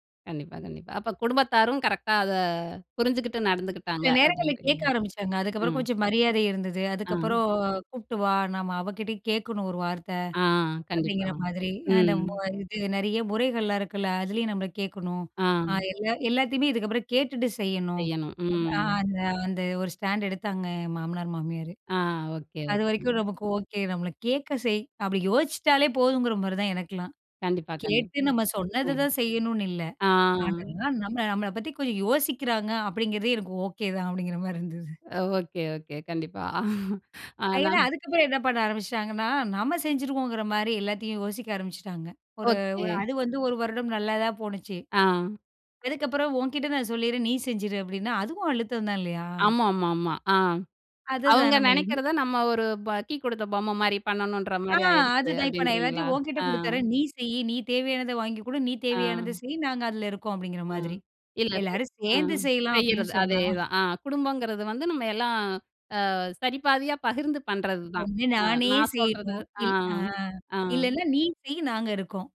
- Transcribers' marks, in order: in English: "ஸ்டாண்ட்"; chuckle; chuckle
- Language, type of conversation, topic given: Tamil, podcast, குடும்ப அழுத்தம் இருக்கும் போது உங்கள் தனிப்பட்ட விருப்பத்தை எப்படி காப்பாற்றுவீர்கள்?